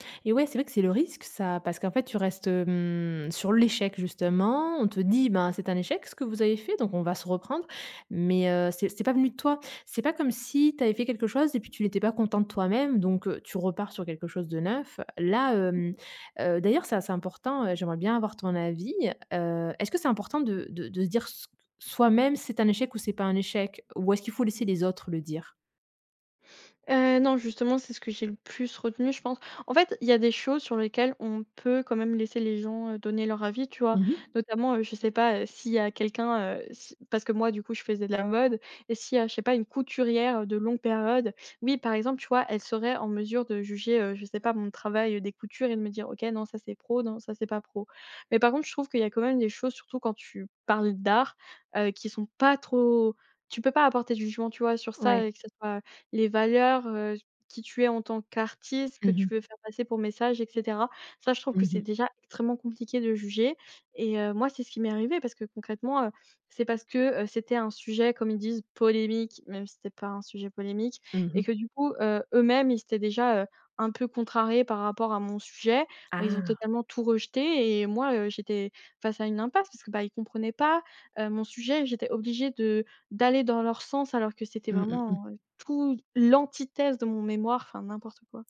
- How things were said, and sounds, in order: stressed: "l'échec"; stressed: "dit"; other background noise; stressed: "Là"; unintelligible speech; tapping; stressed: "polémique"; stressed: "l'antithèse"
- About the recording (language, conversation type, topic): French, podcast, Comment transformes-tu un échec créatif en leçon utile ?